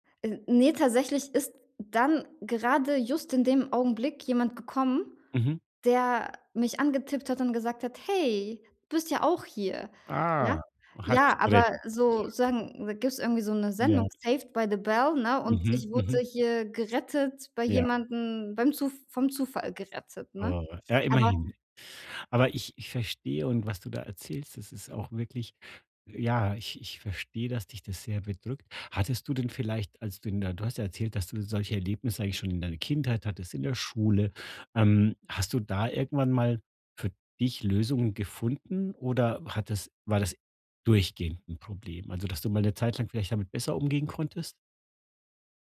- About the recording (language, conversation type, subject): German, advice, Warum fühle ich mich auf Partys und Veranstaltungen oft unwohl und überfordert?
- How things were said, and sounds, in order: other background noise